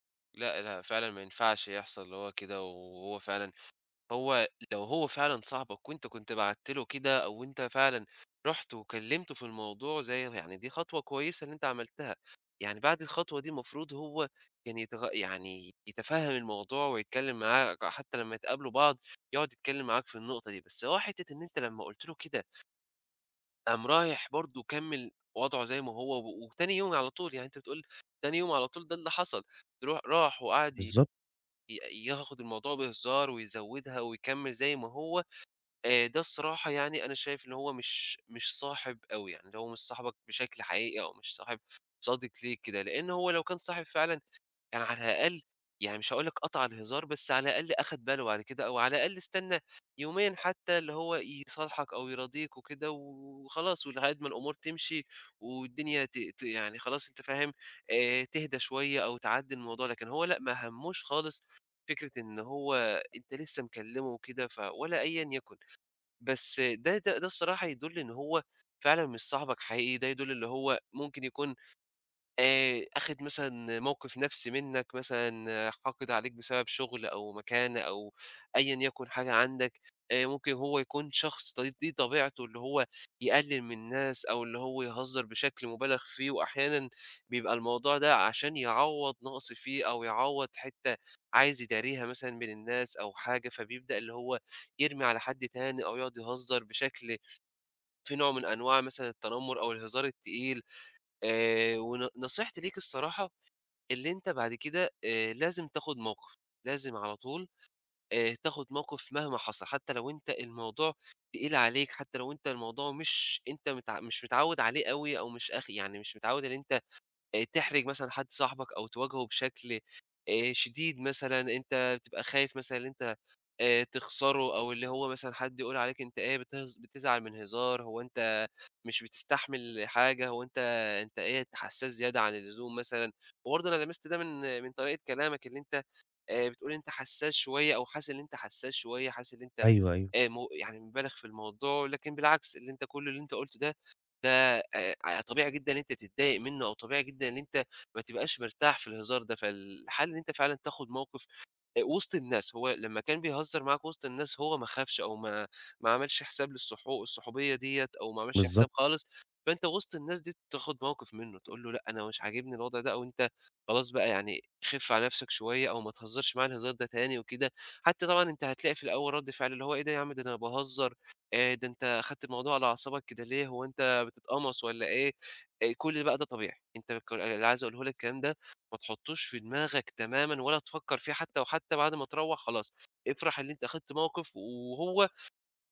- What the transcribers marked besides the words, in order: none
- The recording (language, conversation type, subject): Arabic, advice, صديق بيسخر مني قدام الناس وبيحرجني، أتعامل معاه إزاي؟